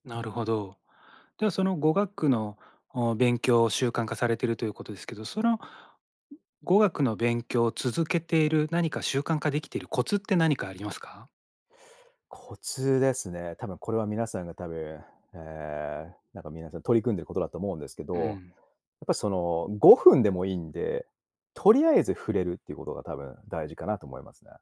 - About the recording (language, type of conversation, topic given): Japanese, podcast, 自分を成長させる日々の習慣って何ですか？
- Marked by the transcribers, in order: none